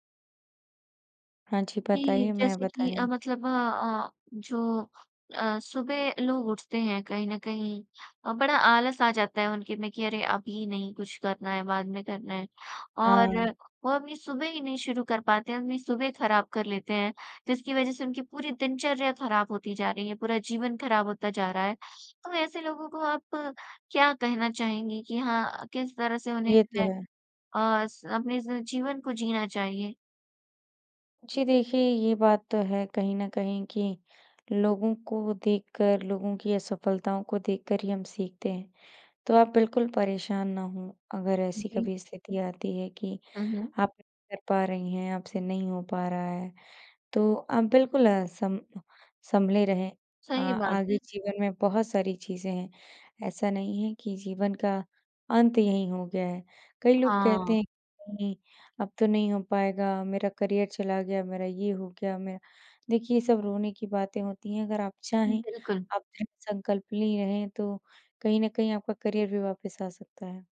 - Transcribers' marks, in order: none
- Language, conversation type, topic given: Hindi, podcast, सुबह उठने के बाद आप सबसे पहले क्या करते हैं?